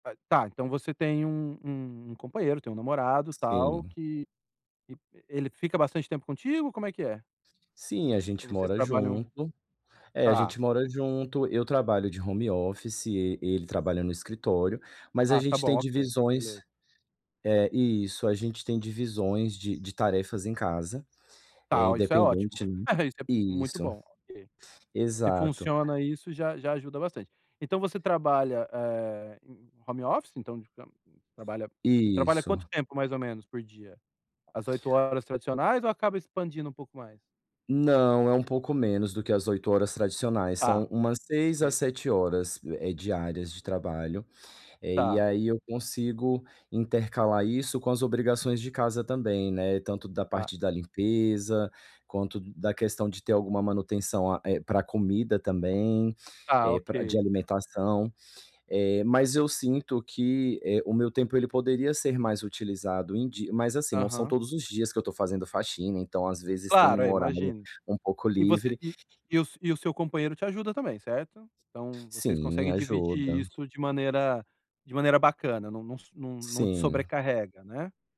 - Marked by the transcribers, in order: unintelligible speech; tapping; unintelligible speech; other background noise
- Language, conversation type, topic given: Portuguese, advice, Como posso proteger melhor meu tempo e meu espaço pessoal?